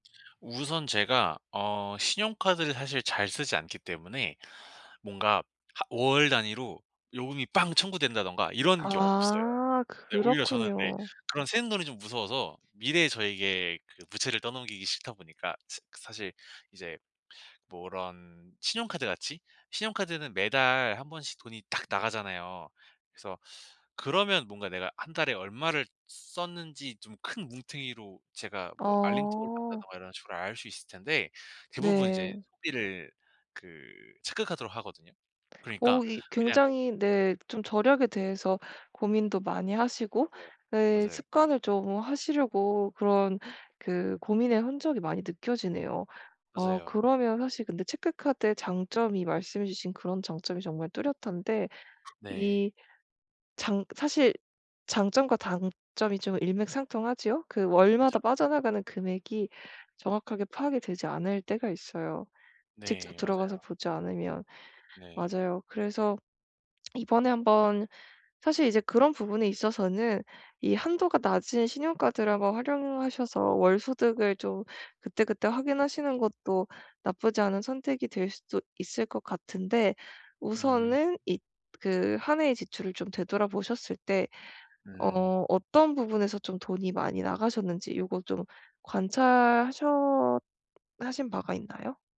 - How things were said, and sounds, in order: tapping; lip smack
- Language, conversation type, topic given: Korean, advice, 예산을 재구성해 지출을 줄이는 가장 쉬운 방법은 무엇인가요?
- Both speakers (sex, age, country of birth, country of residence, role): female, 25-29, South Korea, Germany, advisor; male, 25-29, South Korea, South Korea, user